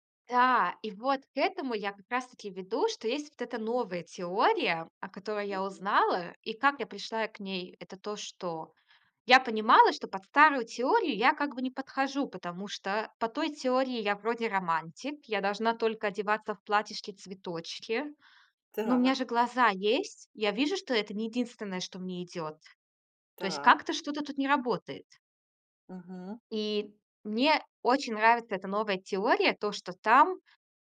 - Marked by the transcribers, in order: none
- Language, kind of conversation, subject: Russian, podcast, Как выбирать одежду, чтобы она повышала самооценку?